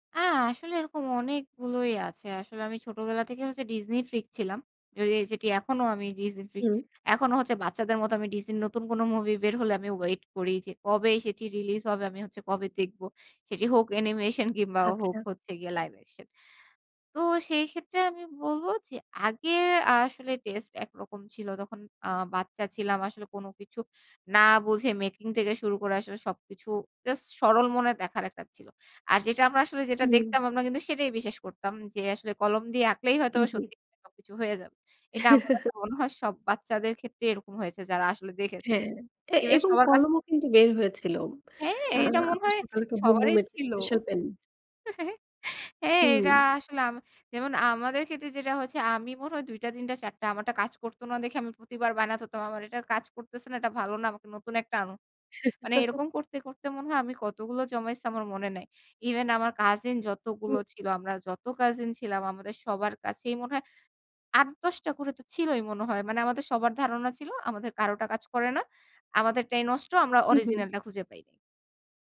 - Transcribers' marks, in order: in English: "freak"; tapping; in English: "freak"; unintelligible speech; chuckle; chuckle; chuckle
- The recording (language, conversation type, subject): Bengali, podcast, নেটফ্লিক্স বা ইউটিউব কীভাবে গল্প বলার ধরন বদলে দিয়েছে বলে আপনি মনে করেন?